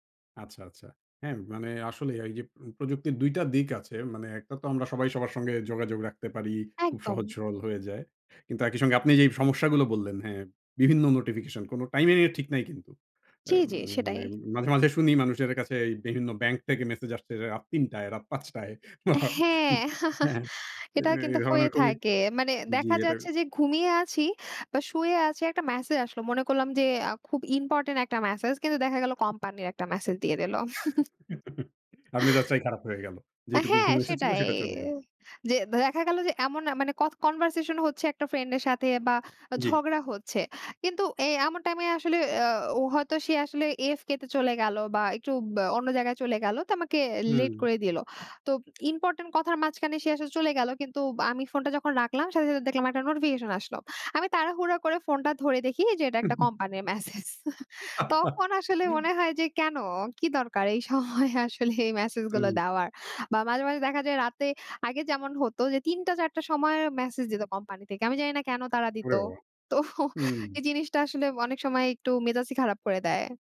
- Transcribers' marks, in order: tapping; chuckle; chuckle; chuckle; laughing while speaking: "মেসেজ"; chuckle; laughing while speaking: "সময়ে আসলে এই মেসেজগুলো দেওয়ার?"; other background noise; laughing while speaking: "তো"
- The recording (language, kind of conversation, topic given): Bengali, podcast, শোবার আগে ফোনটা বন্ধ করা ভালো, নাকি চালু রাখাই ভালো?